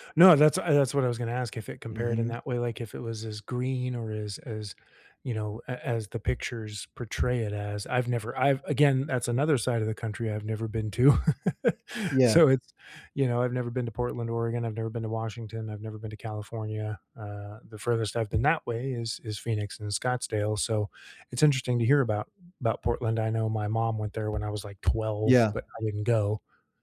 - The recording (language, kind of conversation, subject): English, unstructured, How do the two cities you love most compare, and why do they stay with you?
- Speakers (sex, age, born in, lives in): male, 35-39, United States, United States; male, 45-49, United States, United States
- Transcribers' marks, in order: laugh